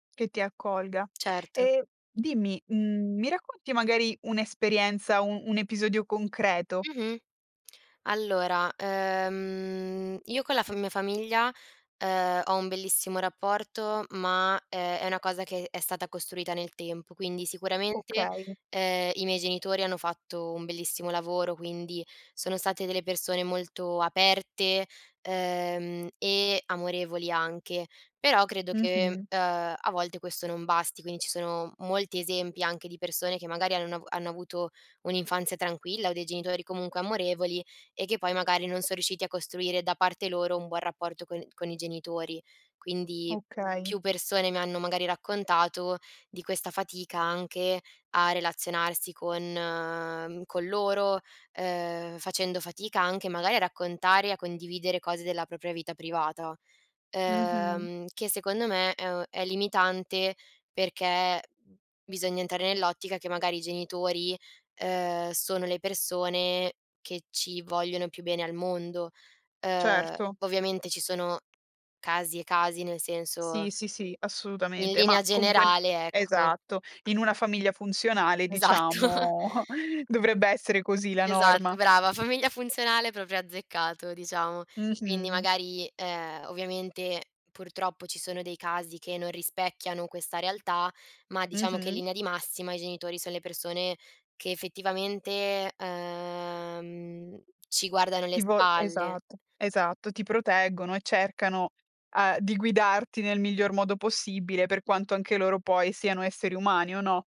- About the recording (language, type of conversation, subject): Italian, podcast, Come si costruisce la fiducia tra i membri della famiglia?
- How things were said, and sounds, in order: drawn out: "ehm"; "Quindi" said as "quini"; "propria" said as "propia"; tapping; laughing while speaking: "Esatto"; chuckle; other background noise; "proprio" said as "propio"; drawn out: "ehm"